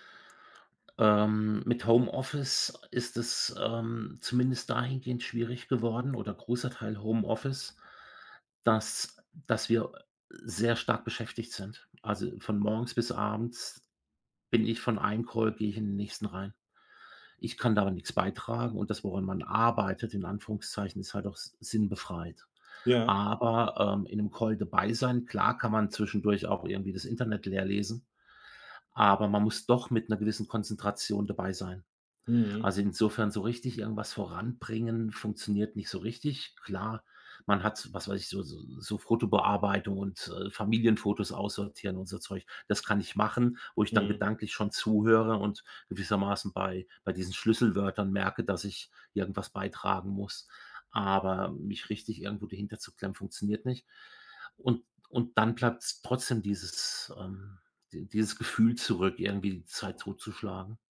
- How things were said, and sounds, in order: none
- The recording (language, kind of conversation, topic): German, advice, Warum fühlt sich mein Job trotz guter Bezahlung sinnlos an?